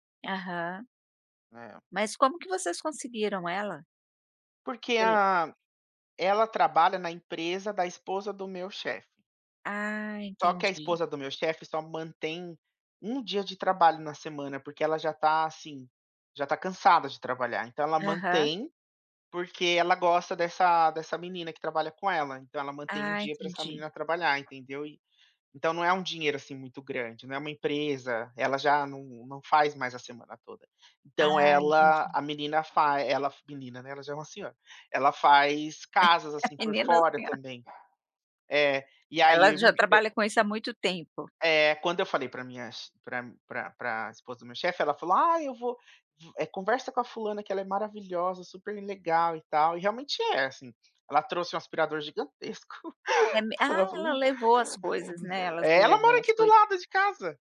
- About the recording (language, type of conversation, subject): Portuguese, podcast, Como falar sobre tarefas domésticas sem brigar?
- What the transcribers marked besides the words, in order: tapping; other background noise; laugh; laughing while speaking: "A menina, assim, ó"; dog barking; laughing while speaking: "gigantesco"